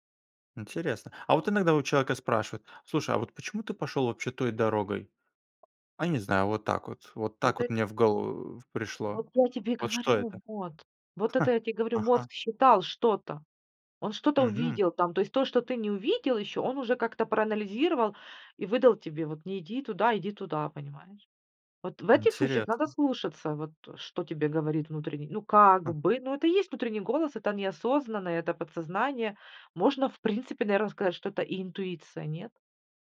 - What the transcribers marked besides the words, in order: other background noise; chuckle
- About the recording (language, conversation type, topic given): Russian, podcast, Как отличить интуицию от страха или желания?